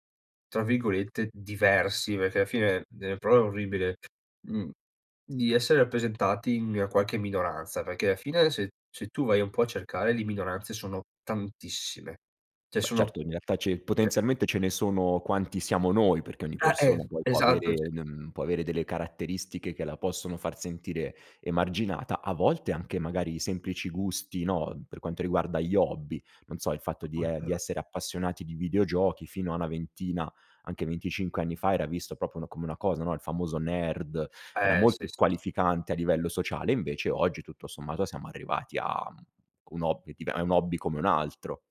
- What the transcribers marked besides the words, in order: other background noise; "cioè" said as "ceh"; "cioè" said as "ceh"; "cioé" said as "ceh"; "proprio" said as "propio"
- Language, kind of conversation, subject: Italian, podcast, Qual è, secondo te, l’importanza della diversità nelle storie?